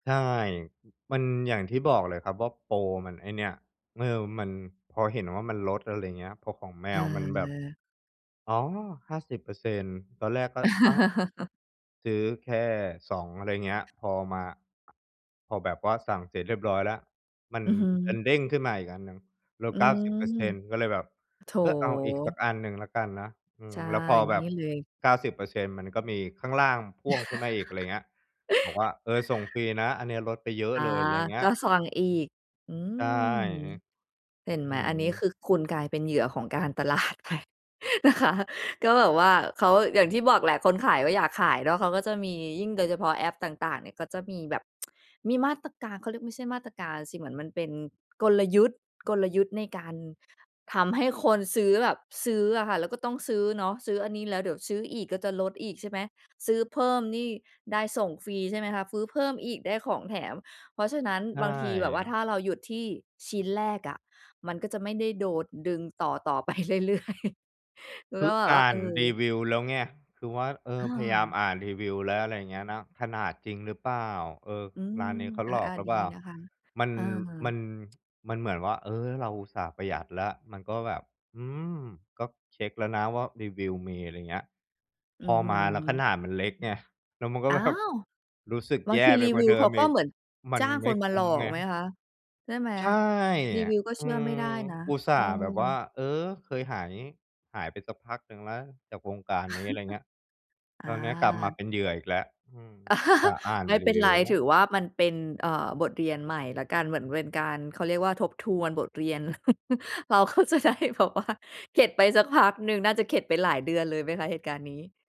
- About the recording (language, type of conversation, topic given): Thai, advice, จะช้อปปิ้งอย่างไรให้คุ้มค่าและไม่เกินงบประมาณ?
- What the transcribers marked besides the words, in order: chuckle; other background noise; chuckle; laughing while speaking: "ตลาดไปนะคะ"; tsk; laughing while speaking: "ไปเรื่อย ๆ"; tsk; surprised: "อ้าว !"; laughing while speaking: "แบบ"; chuckle; chuckle; chuckle; laughing while speaking: "ก็จะได้แบบว่า"